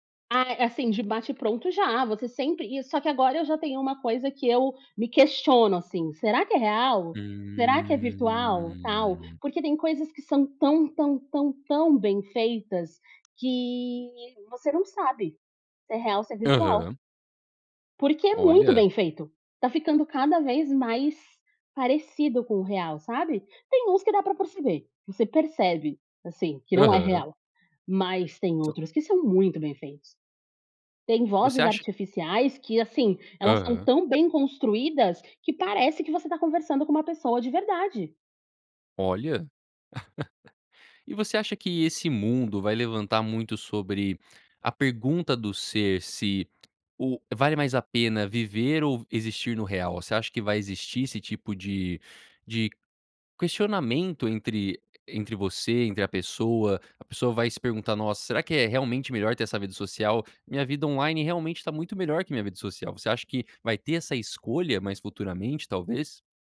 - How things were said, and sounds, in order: drawn out: "Hum"; laugh; in English: "online"
- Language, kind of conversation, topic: Portuguese, podcast, como criar vínculos reais em tempos digitais